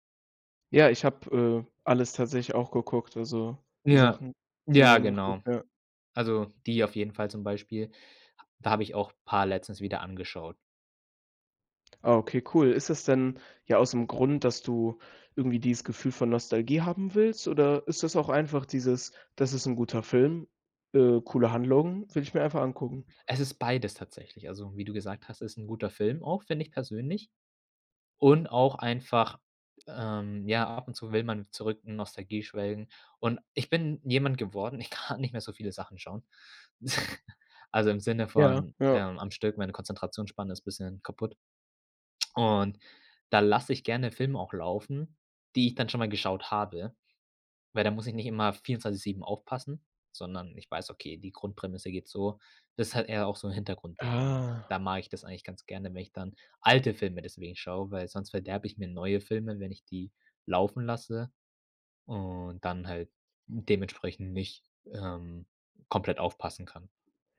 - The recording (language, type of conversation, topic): German, podcast, Welche Filme schaust du dir heute noch aus nostalgischen Gründen an?
- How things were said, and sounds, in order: chuckle; surprised: "Ah"